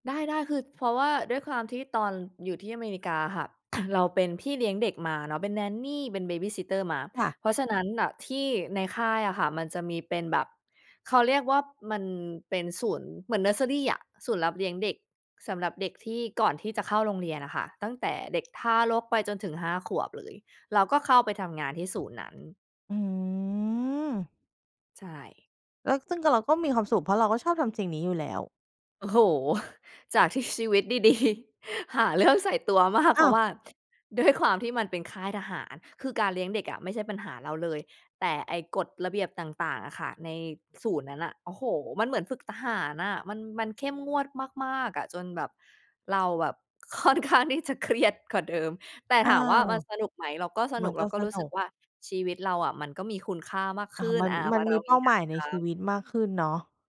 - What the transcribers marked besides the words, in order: cough; in English: "Nanny"; in English: "Babysitter"; tapping; drawn out: "อืม"; scoff; laughing while speaking: "จากที่ชีวิตดี ๆ"; laughing while speaking: "ค่อนข้างที่จะเครียดกว่าเดิม"
- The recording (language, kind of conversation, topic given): Thai, podcast, คุณช่วยเล่าประสบการณ์ครั้งหนึ่งที่คุณไปยังสถานที่ที่ช่วยเติมพลังใจให้คุณได้ไหม?